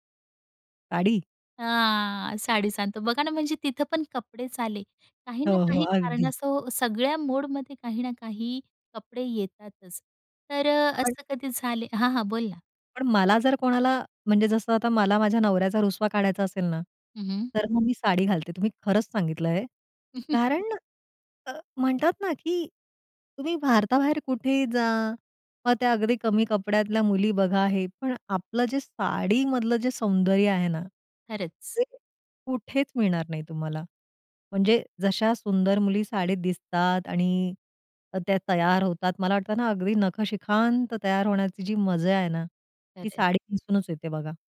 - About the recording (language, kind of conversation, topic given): Marathi, podcast, कपडे निवडताना तुझा मूड किती महत्त्वाचा असतो?
- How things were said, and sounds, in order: chuckle; tapping